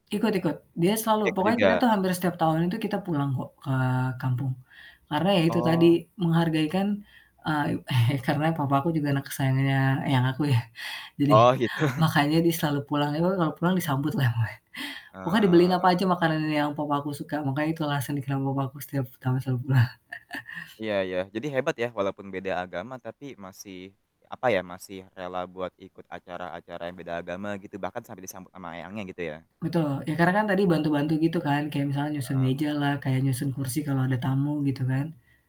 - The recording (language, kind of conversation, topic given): Indonesian, podcast, Bagaimana makanan rumahan membentuk identitas budayamu?
- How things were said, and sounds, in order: static; mechanical hum; chuckle; laughing while speaking: "gitu"; other background noise; unintelligible speech; laughing while speaking: "pulang"; chuckle; distorted speech